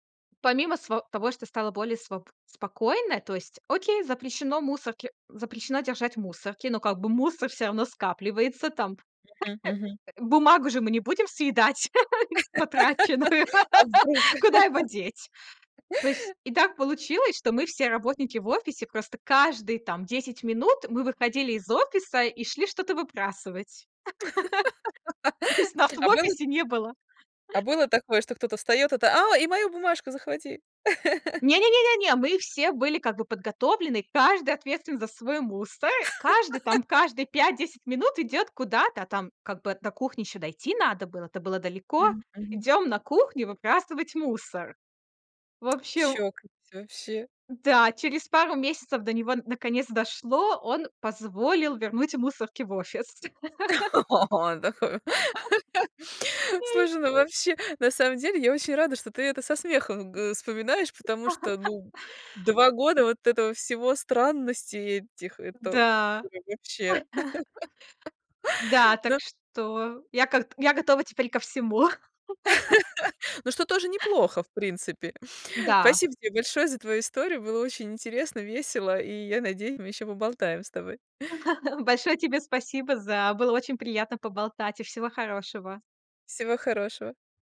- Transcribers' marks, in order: chuckle; laugh; laughing while speaking: "потраченную"; laugh; laugh; put-on voice: "О, и мою бумажку захвати"; laugh; laugh; tsk; laughing while speaking: "О!"; laugh; chuckle; laugh; chuckle; laugh; chuckle; laugh; chuckle
- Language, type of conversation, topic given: Russian, podcast, Чему научила тебя первая серьёзная ошибка?